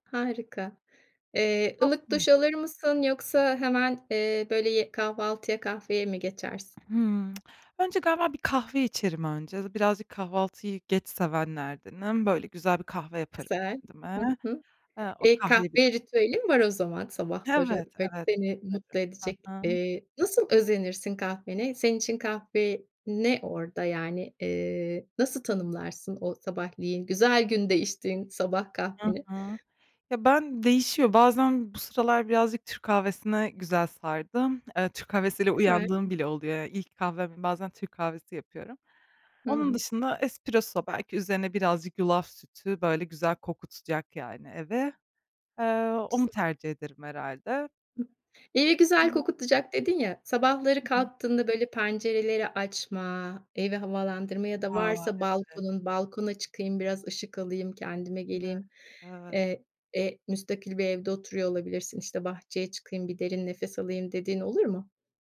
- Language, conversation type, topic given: Turkish, podcast, Evde geçirdiğin ideal hafta sonu nasıl geçer?
- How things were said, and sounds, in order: unintelligible speech; tapping; other background noise; lip smack; other street noise; other noise; unintelligible speech